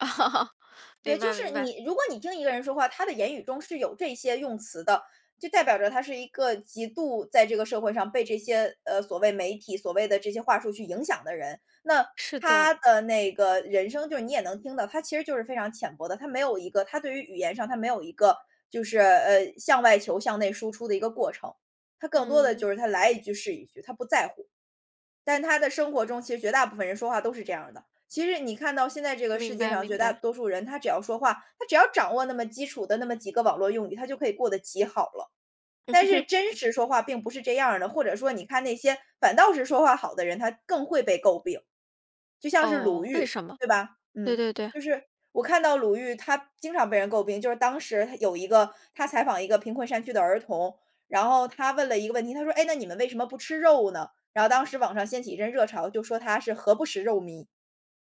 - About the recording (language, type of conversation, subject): Chinese, podcast, 你从大自然中学到了哪些人生道理？
- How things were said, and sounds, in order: chuckle; chuckle